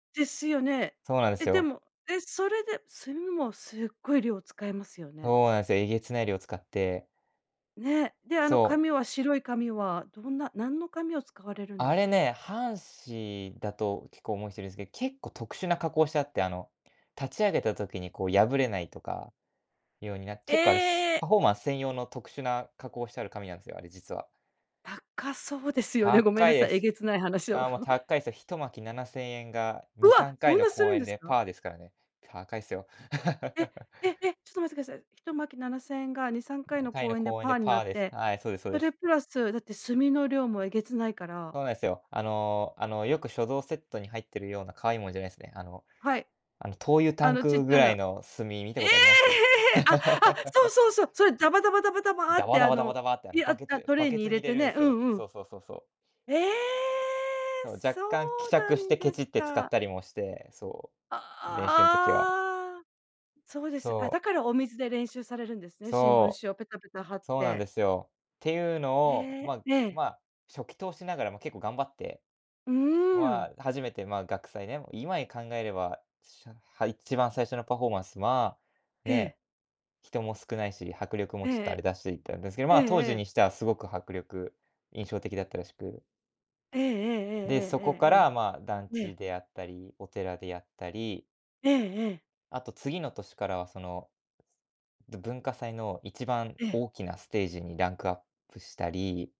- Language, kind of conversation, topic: Japanese, podcast, ふと思いついて行動したことで、物事が良い方向に進んだ経験はありますか？
- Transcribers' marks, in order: chuckle; chuckle; other background noise; tapping